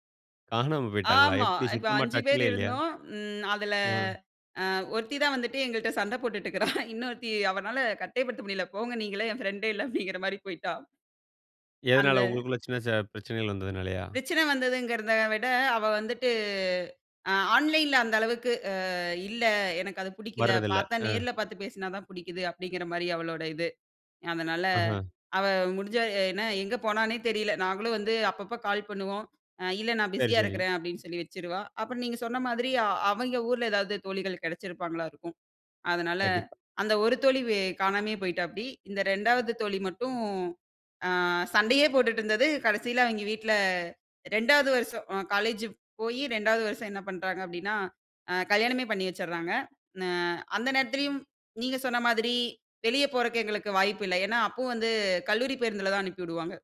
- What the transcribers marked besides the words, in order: laughing while speaking: "இககுறா"; "இருக்கிறா" said as "இககுறா"; laughing while speaking: "அப்பிடிங்கிறமாரி போயிட்டா"; "அவங்க" said as "அவைங்க"; "போய்ட்டாப்டி" said as "போய்ட்டா அப்படி"; "அவங்க" said as "அவைங்க"
- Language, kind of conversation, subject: Tamil, podcast, நேசத்தை நேரில் காட்டுவது, இணையத்தில் காட்டுவதிலிருந்து எப்படி வேறுபடுகிறது?